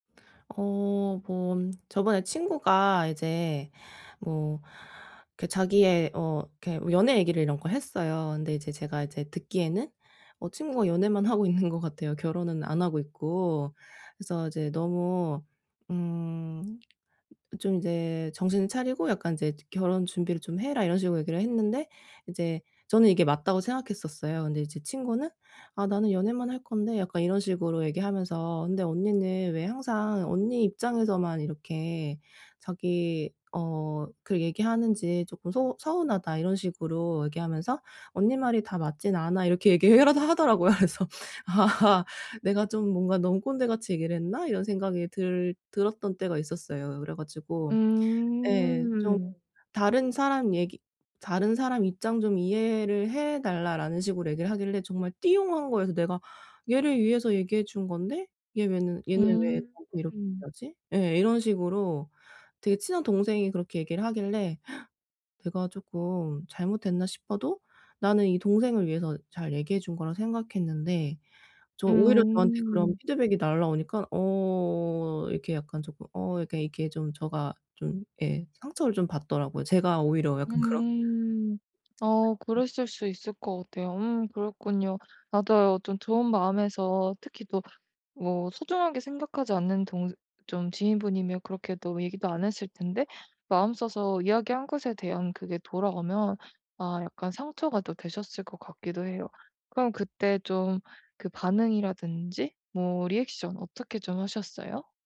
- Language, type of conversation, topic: Korean, advice, 피드백을 받을 때 방어적이지 않게 수용하는 방법
- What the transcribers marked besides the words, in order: tapping; laughing while speaking: "하고 있는"; other background noise; laughing while speaking: "하더라고요. 그래서 '아"; gasp